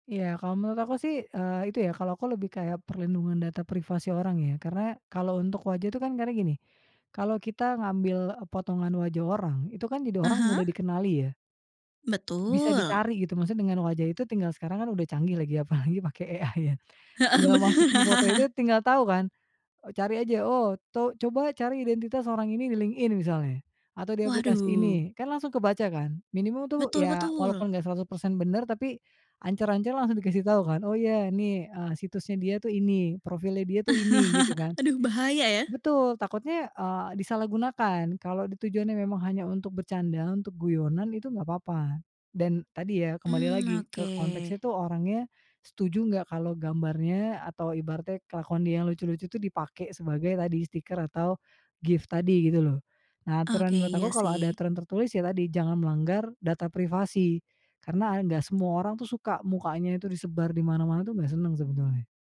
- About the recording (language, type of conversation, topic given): Indonesian, podcast, Kapan menurutmu waktu yang tepat untuk memakai emoji atau GIF?
- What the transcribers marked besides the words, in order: drawn out: "Betul"; laughing while speaking: "apalagi pakai AI"; laugh; in Javanese: "ancer-ancer"; laugh; in English: "gift"